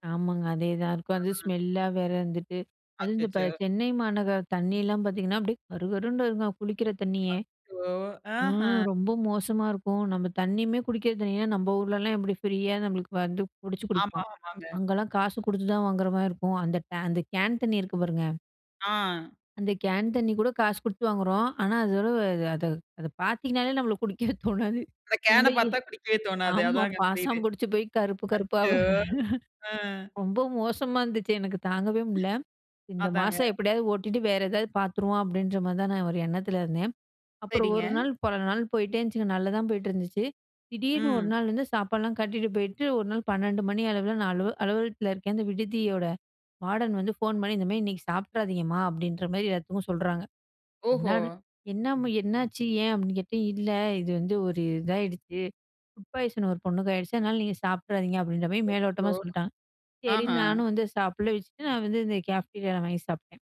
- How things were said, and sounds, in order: unintelligible speech; in English: "ஸ்மெல்லா"; laugh; in English: "கேன"; laugh; other noise; in English: "வார்டன்"; in English: "ஃபுட் பாய்சன்"; in English: "கேப்டீரியால"
- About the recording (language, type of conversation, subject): Tamil, podcast, புது நகருக்கு வேலைக்காகப் போகும்போது வாழ்க்கை மாற்றத்தை எப்படி திட்டமிடுவீர்கள்?